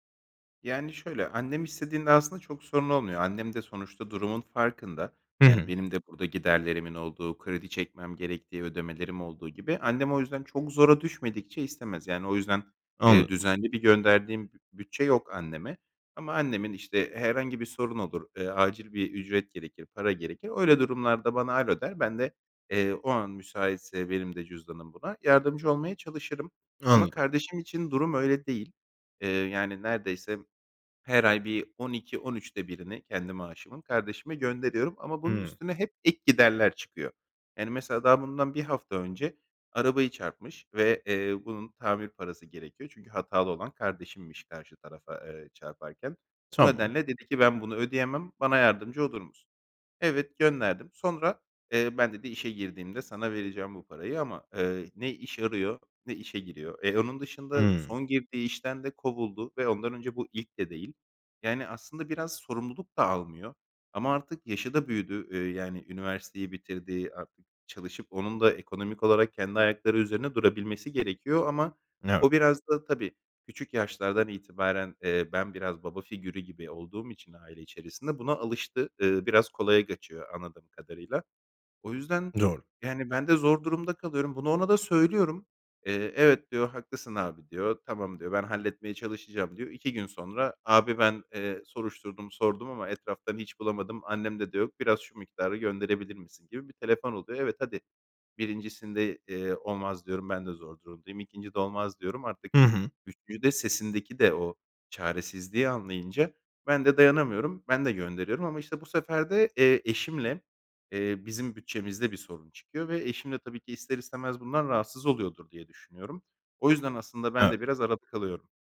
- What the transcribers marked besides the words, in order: other background noise
- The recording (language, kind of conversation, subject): Turkish, advice, Aile içi maddi destek beklentileri yüzünden neden gerilim yaşıyorsunuz?